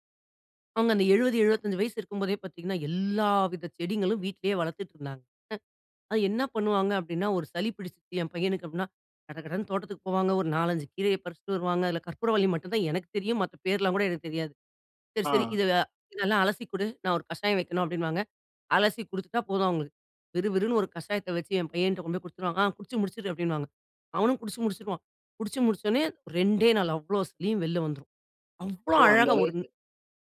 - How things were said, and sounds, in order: none
- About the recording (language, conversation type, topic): Tamil, podcast, முதியோரின் பங்கு மற்றும் எதிர்பார்ப்புகளை நீங்கள் எப்படிச் சமாளிப்பீர்கள்?